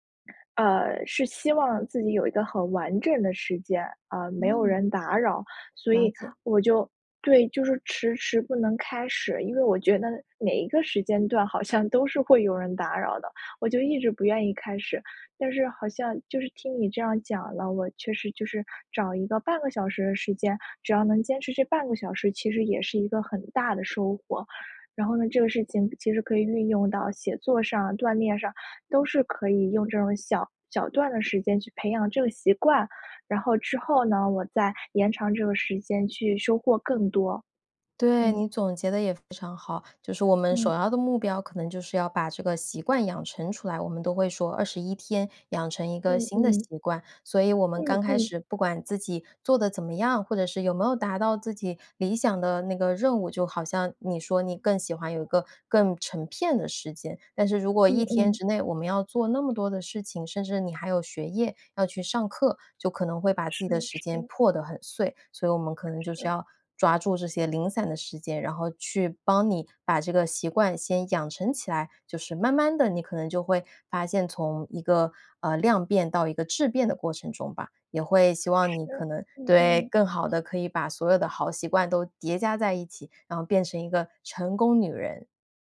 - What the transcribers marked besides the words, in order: laughing while speaking: "好像"; tapping; other background noise
- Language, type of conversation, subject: Chinese, advice, 为什么我想同时养成多个好习惯却总是失败？